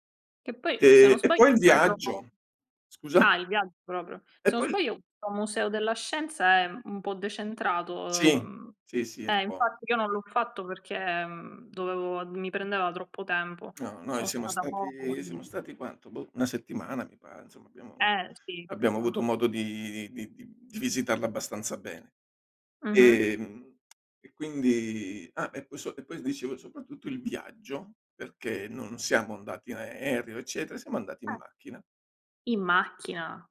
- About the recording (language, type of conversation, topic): Italian, unstructured, Che cosa ti rende felice durante un viaggio?
- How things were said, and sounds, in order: other background noise; "proprio" said as "propro"; unintelligible speech; tongue click; tapping; surprised: "In macchina?"